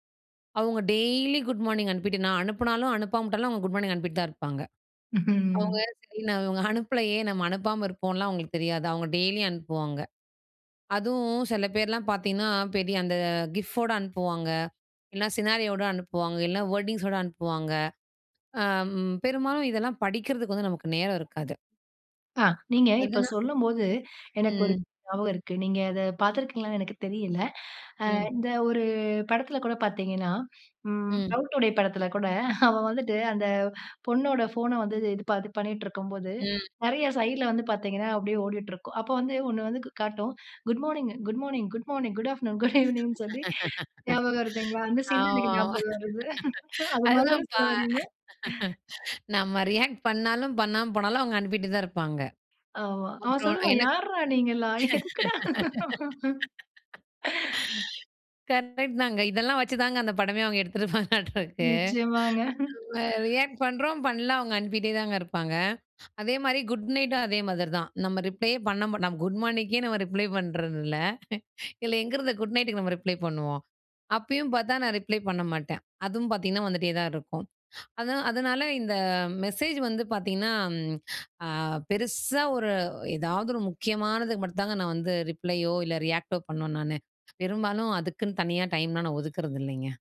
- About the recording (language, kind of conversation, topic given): Tamil, podcast, மொபைலில் வரும் செய்திகளுக்கு பதில் அளிக்க வேண்டிய நேரத்தை நீங்கள் எப்படித் தீர்மானிக்கிறீர்கள்?
- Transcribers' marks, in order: laughing while speaking: "அனுப்பலயே"; in English: "கிஃப்போட"; in English: "சினாரியோட"; in English: "வேர்டிங்ஸோட"; other background noise; laughing while speaking: "அவ"; laugh; laughing while speaking: "குட் ஈனிங்னு சொல்லி ஞாபகம் இருக்குங்களா?"; laugh; in English: "ரியாக்ட்"; laugh; laughing while speaking: "அதுமாரி தானே சொல்ல வரீங்க?"; laugh; "கரெக்ட்" said as "கரெக்ட்ரைட்"; laughing while speaking: "அவுங்க எடுத்துப்பாங்கட்ட இருக்கு"; in English: "ரியாக்ட்"; laughing while speaking: "எதுக்குடா?"; laugh; in English: "ரிப்ளேயே"; laugh; in English: "ரிப்ளை"; laughing while speaking: "இதுல எங்க இருந்து"; in English: "ரிப்ளை"; in English: "ரிப்ளையோ!"; in English: "ரியாக்ட்"